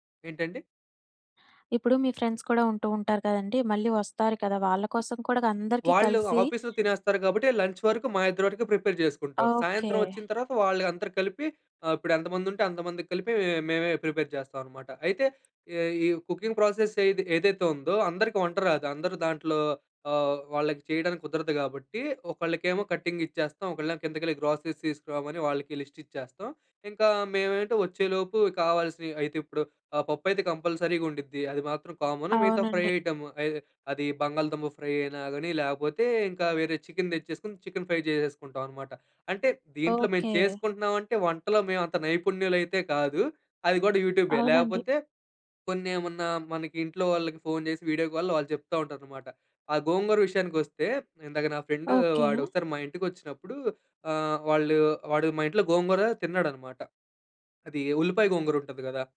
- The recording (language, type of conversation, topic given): Telugu, podcast, సమూహంగా కలిసి వంట చేసిన రోజుల గురించి మీకు ఏవైనా గుర్తుండిపోయే జ్ఞాపకాలు ఉన్నాయా?
- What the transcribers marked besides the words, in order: in English: "ఫ్రెండ్స్"; in English: "ఆఫీస్‌లో"; other background noise; in English: "లంచ్"; in English: "ప్రిపేర్"; in English: "ప్రిపేర్"; in English: "కుకింగ్ ప్రాసెస్"; in English: "కటింగ్"; in English: "గ్రాసరీస్"; in English: "లిస్ట్"; in English: "కంపల్సరీగా"; in English: "కామన్"; in English: "ఫ్రై ఐటెమ్"; in English: "ఫ్రై"; in English: "ఫ్రై"; in English: "వీడియో కాల్‌లో"; in English: "ఫ్రెండ్"